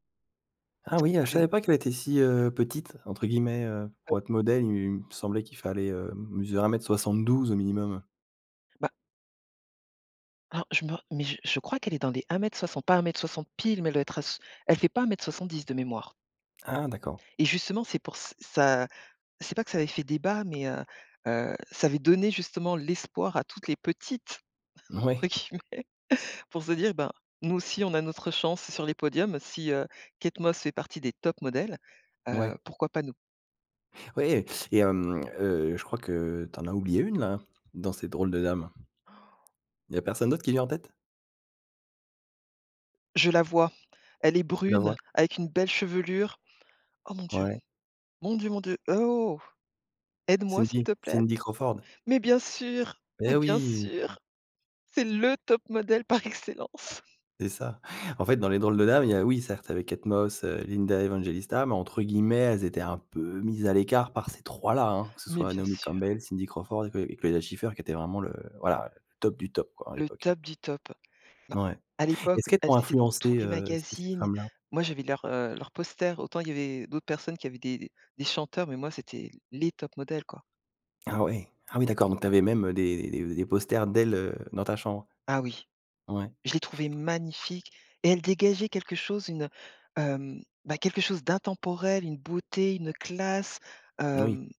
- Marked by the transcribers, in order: other noise; chuckle; laughing while speaking: "entre guillemets"; gasp; stressed: "le"; stressed: "magnifiques"
- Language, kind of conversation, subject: French, podcast, Quelle icône de mode t’a le plus marqué(e), et pourquoi ?